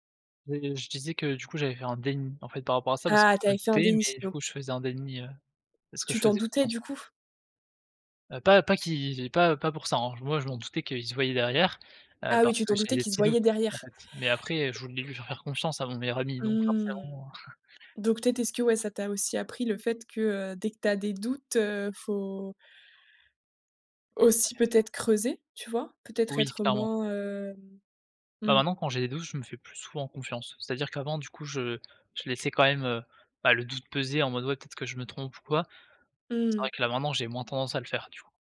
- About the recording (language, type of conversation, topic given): French, podcast, Qu’est-ce que tes relations t’ont appris sur toi-même ?
- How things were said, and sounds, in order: other noise; chuckle